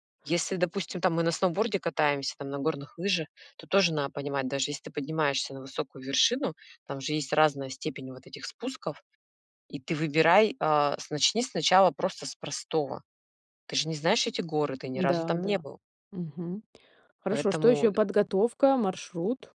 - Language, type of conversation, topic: Russian, podcast, Как поездка в горы изменила твой взгляд на жизнь?
- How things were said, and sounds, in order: tapping